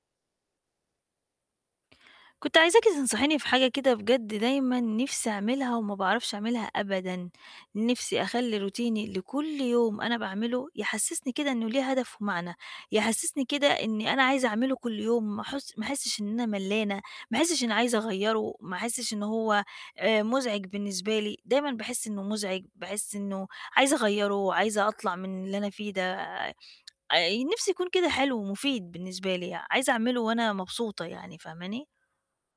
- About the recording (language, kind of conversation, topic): Arabic, advice, إزاي أخلي روتيني اليومي يبقى ليه هدف ومعنى؟
- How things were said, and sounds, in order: in English: "روتيني"; tsk